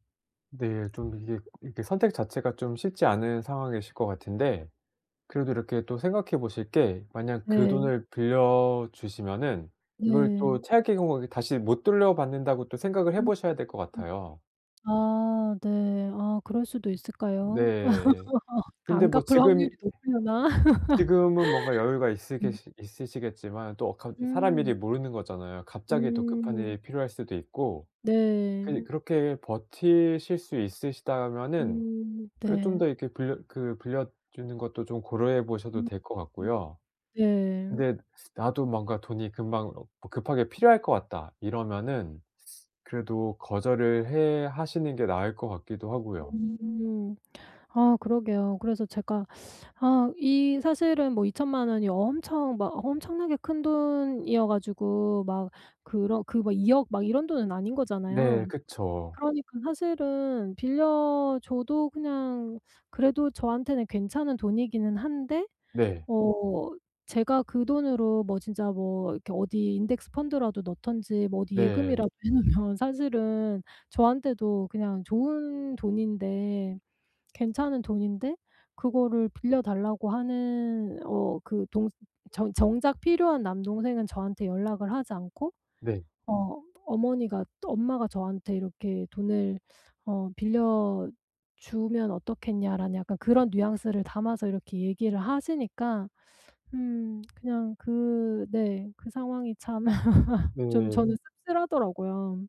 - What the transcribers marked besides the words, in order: other background noise; laugh; laugh; laughing while speaking: "해 놓으면"; tapping; laugh
- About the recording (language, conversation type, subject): Korean, advice, 친구나 가족이 갑자기 돈을 빌려달라고 할 때 어떻게 정중하면서도 단호하게 거절할 수 있나요?